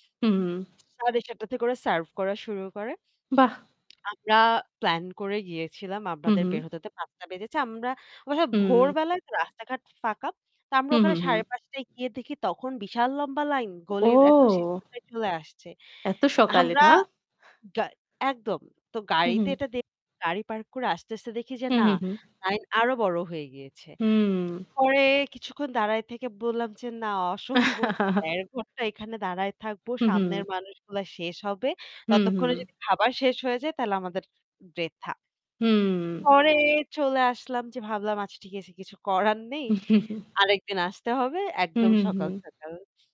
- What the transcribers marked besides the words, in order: static; tapping; "আমাদের" said as "আমরাদের"; "আমরা" said as "আমা"; other noise; other background noise; laughing while speaking: "অসম্ভব"; chuckle; laughing while speaking: "করার নেই"; chuckle
- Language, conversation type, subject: Bengali, unstructured, ভ্রমণের সময় আপনার সবচেয়ে মজার কোন ঘটনার কথা মনে পড়ে?